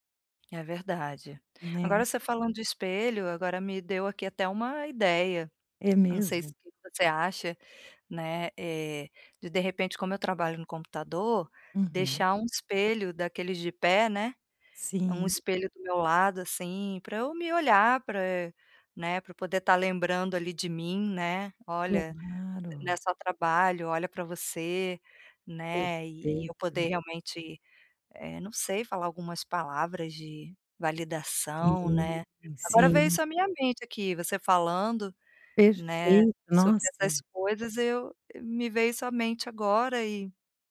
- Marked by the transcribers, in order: tapping
- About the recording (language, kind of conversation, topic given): Portuguese, advice, Como posso criar blocos diários de autocuidado?